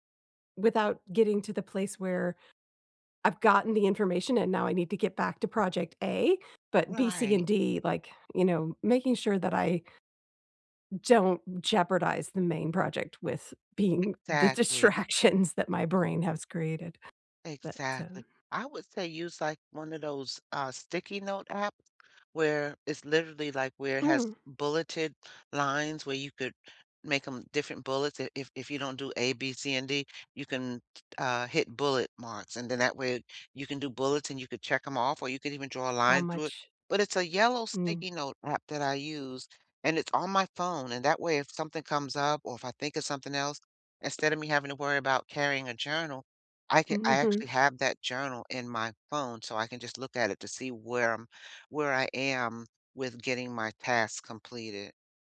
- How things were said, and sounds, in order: laughing while speaking: "distractions"; other background noise; tapping
- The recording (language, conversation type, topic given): English, unstructured, What tiny habit should I try to feel more in control?